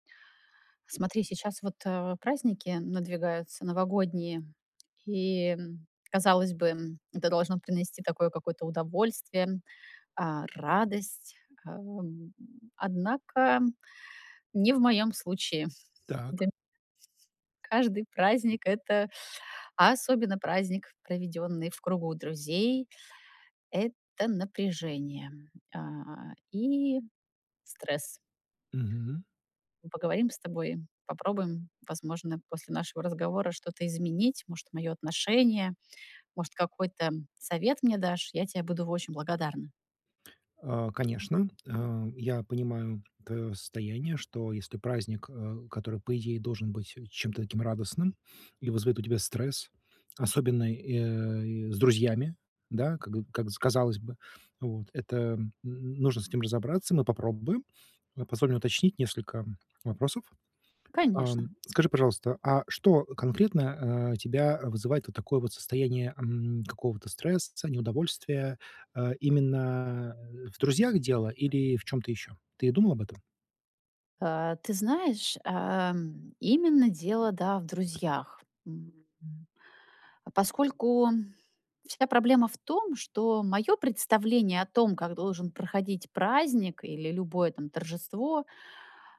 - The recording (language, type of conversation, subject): Russian, advice, Как справиться со стрессом и тревогой на праздниках с друзьями?
- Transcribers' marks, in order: tapping; other background noise